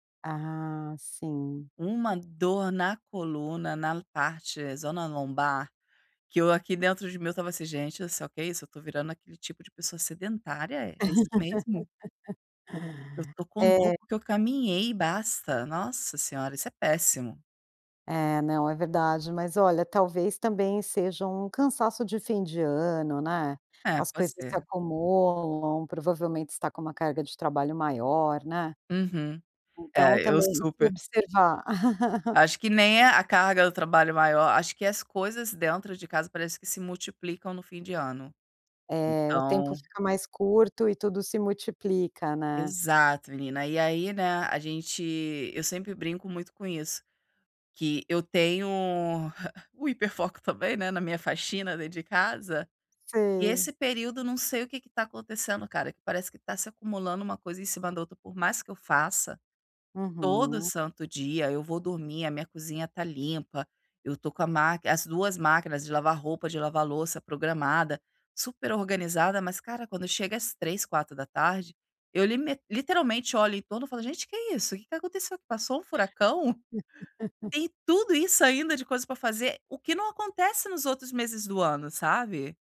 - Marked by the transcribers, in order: laugh; laugh; laugh
- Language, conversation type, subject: Portuguese, advice, Como posso equilibrar o trabalho com pausas programadas sem perder o foco e a produtividade?